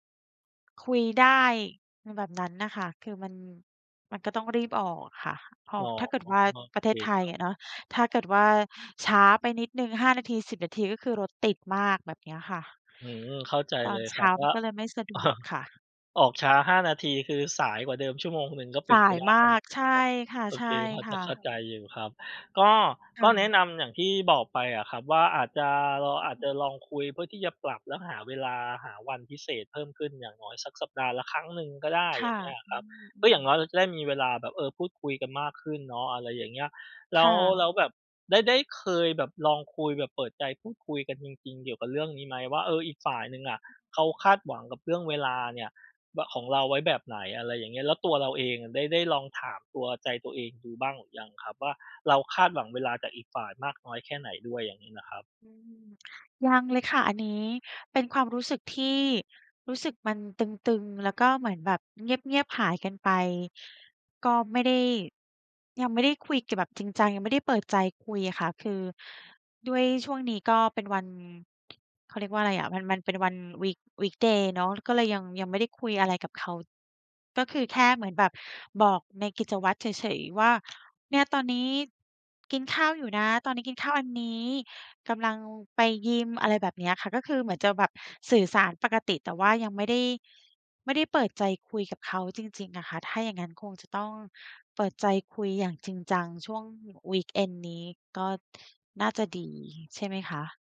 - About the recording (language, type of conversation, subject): Thai, advice, คุณจะจัดการความสัมพันธ์ที่ตึงเครียดเพราะไม่ลงตัวเรื่องเวลาอย่างไร?
- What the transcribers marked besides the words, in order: tapping; chuckle; in English: "week weekday"; other background noise; in English: "weekend"